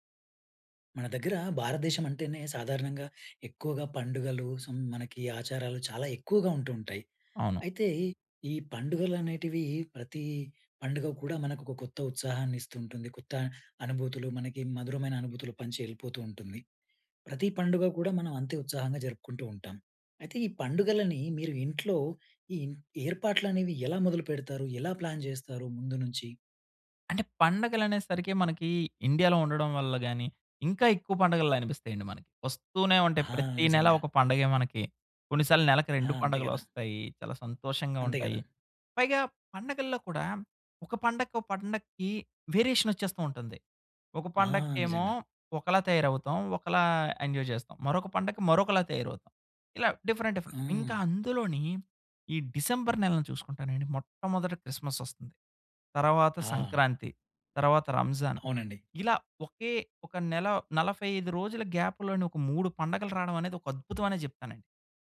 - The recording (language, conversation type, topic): Telugu, podcast, పండుగల సమయంలో ఇంటి ఏర్పాట్లు మీరు ఎలా ప్రణాళిక చేసుకుంటారు?
- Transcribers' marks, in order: in English: "ప్లాన్"; in English: "వేరియేషన్"; in English: "ఎంజాయ్"; in English: "డిఫరెంట్ డిఫరెంట్"; in English: "గ్యాప్‌లోని"